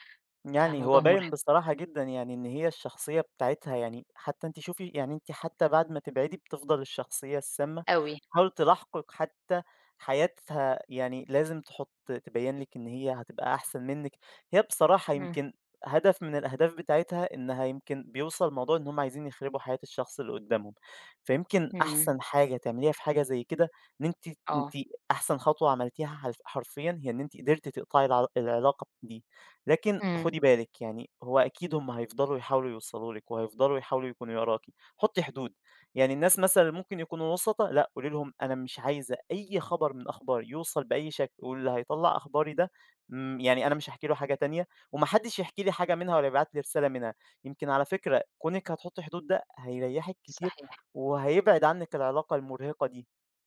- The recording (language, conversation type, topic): Arabic, advice, إزاي بتحس لما ما بتحطّش حدود واضحة في العلاقات اللي بتتعبك؟
- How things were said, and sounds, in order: none